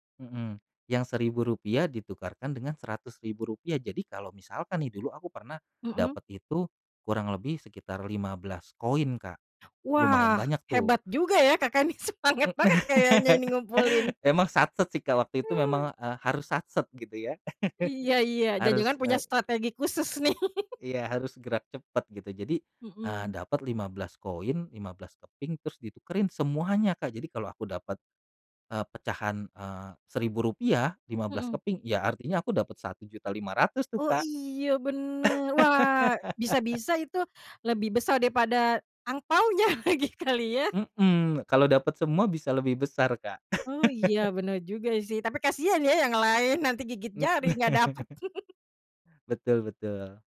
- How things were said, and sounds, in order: laughing while speaking: "semangat"; laugh; chuckle; chuckle; laugh; chuckle; chuckle
- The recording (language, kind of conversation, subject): Indonesian, podcast, Apa tradisi keluarga yang paling berkesan bagi kamu, dan bisa kamu ceritakan seperti apa tradisi itu?